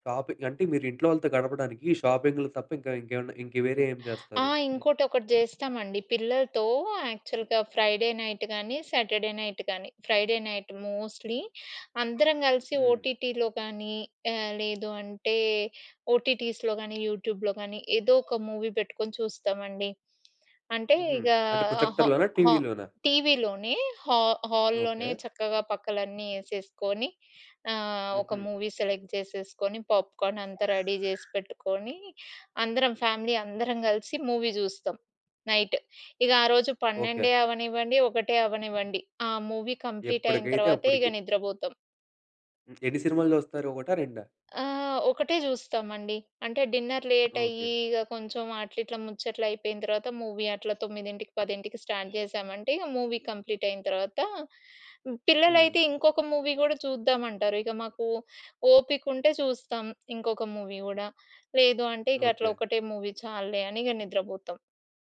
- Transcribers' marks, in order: in English: "షాపింగ్"; in English: "యాక్చల్‌గా ఫ్రైడే నైట్"; in English: "సాటర్డే నైట్"; in English: "ఫ్రైడే నైట్ మోస్ట్‌లీ"; in English: "ఓటీటీలో"; in English: "ఓటీటీస్‌లో"; in English: "యూట్యూబ్‌లో"; other background noise; in English: "మూవీ"; in English: "ప్రొజెక్టర్‌లోనా?"; in English: "హా హాల్‌లోనే"; in English: "మూవీ సెలెక్ట్"; in English: "పాప్‌కార్న్"; in English: "రెడీ"; in English: "ఫ్యామిలీ"; in English: "మూవీ"; in English: "నైట్"; in English: "మూవీ"; in English: "డిన్నర్"; in English: "మూవీ"; in English: "స్టార్ట్"; in English: "మూవీ"; in English: "మూవీ"; in English: "మూవీ"; in English: "మూవీ"
- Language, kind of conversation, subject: Telugu, podcast, మీ కుటుంబంతో కలిసి విశ్రాంతి పొందడానికి మీరు ఏ విధానాలు పాటిస్తారు?